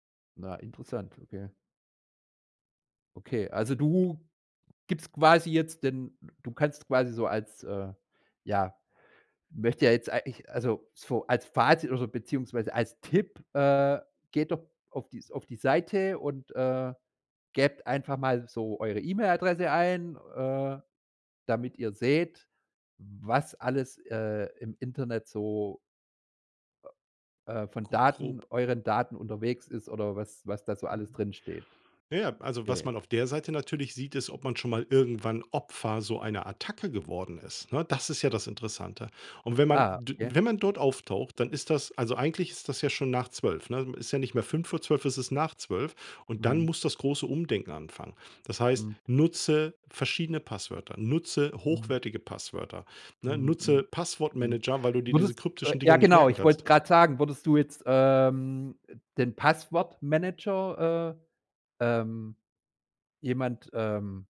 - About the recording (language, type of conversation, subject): German, podcast, Was machst du im Alltag, um deine Online-Daten zu schützen?
- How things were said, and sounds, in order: other background noise